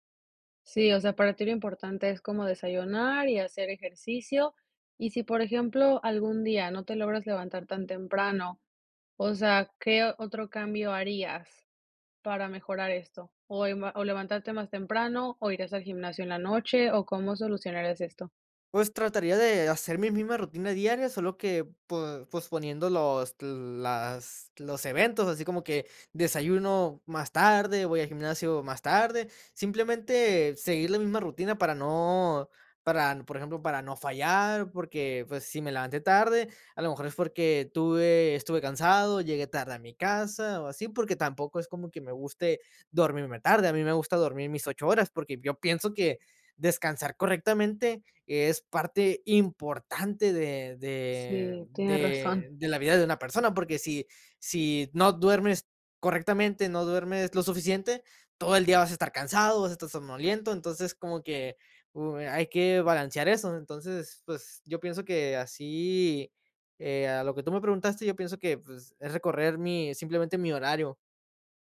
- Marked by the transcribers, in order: none
- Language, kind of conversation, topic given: Spanish, podcast, ¿Qué hábitos diarios alimentan tu ambición?